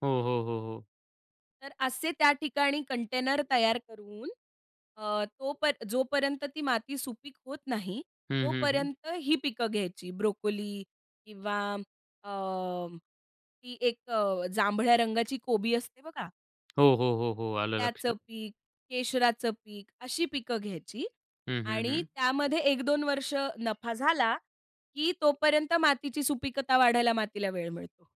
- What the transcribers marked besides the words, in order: none
- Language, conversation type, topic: Marathi, podcast, हंगामी पिकं खाल्ल्याने तुम्हाला कोणते फायदे मिळतात?